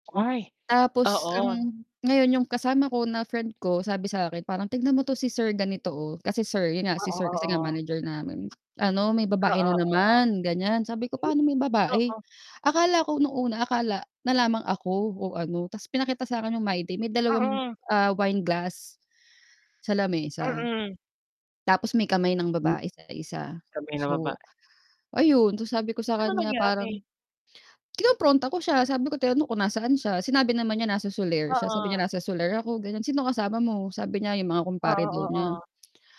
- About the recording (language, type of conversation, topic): Filipino, unstructured, Ano ang pinakamasamang karanasan mo sa pag-ibig?
- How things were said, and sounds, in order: static; distorted speech